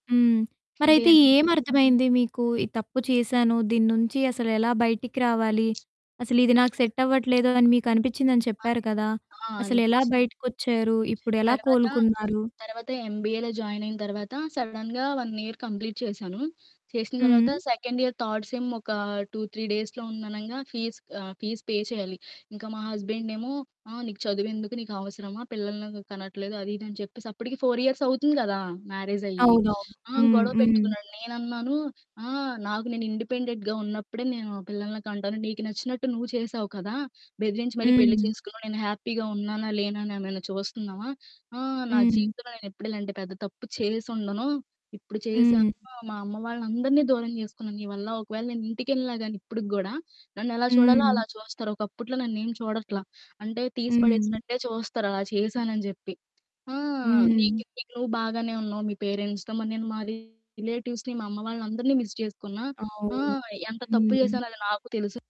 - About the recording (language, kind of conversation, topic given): Telugu, podcast, మీరు చేసిన తప్పు తర్వాత మళ్లీ ప్రయత్నించడానికి మిమ్మల్ని ఏది ప్రేరేపించింది?
- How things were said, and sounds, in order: other background noise; static; in English: "ఎంబీఏలో జాయిన్"; in English: "సడన్‌గా వన్ ఇయర్ కంప్లీట్ చేశాను … ఆహ్, ఫీజ్ పే"; in English: "ఫోర్ ఇయర్స్"; in English: "మ్యారేజ్"; in English: "ఇండిపెండెంట్‌గా"; in English: "హ్యాపీగా"; in English: "పేరెంట్స్‌తో"; distorted speech; in English: "రిలేటివ్స్‌ని"; in English: "మిస్"